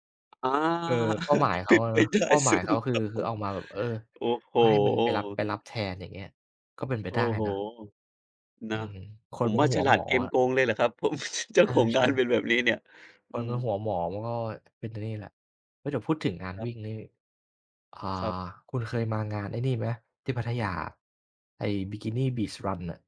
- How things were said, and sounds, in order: tapping; chuckle; laughing while speaking: "เป็นไปได้สูงครับผม"; laughing while speaking: "ผม"; chuckle
- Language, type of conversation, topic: Thai, unstructured, งานอดิเรกอะไรช่วยให้คุณรู้สึกผ่อนคลาย?